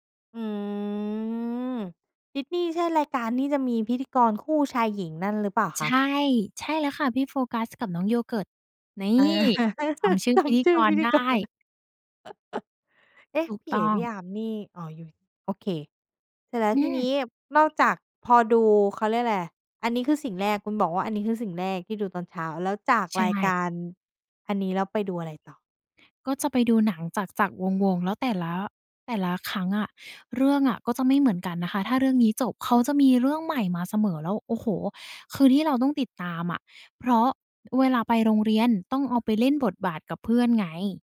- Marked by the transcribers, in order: drawn out: "อืม"; chuckle; laughing while speaking: "จำชื่อพิธีกร"; chuckle
- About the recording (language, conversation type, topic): Thai, podcast, เล่าถึงความทรงจำกับรายการทีวีในวัยเด็กของคุณหน่อย